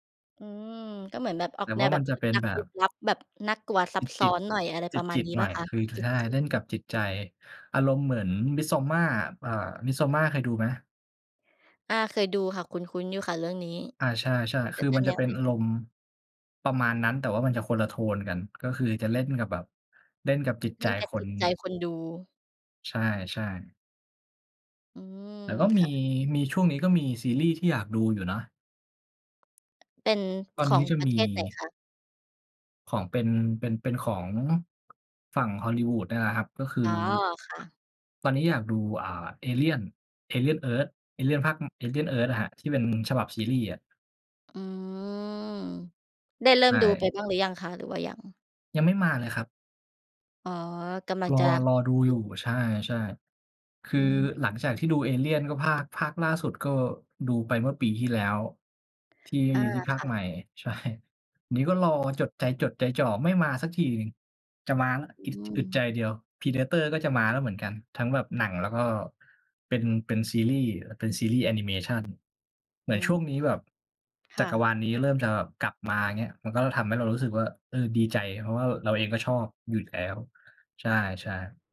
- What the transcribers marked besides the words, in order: other background noise; tapping; drawn out: "อืม"; laughing while speaking: "ใช่"
- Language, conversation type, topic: Thai, unstructured, คุณชอบดูหนังหรือซีรีส์แนวไหนมากที่สุด?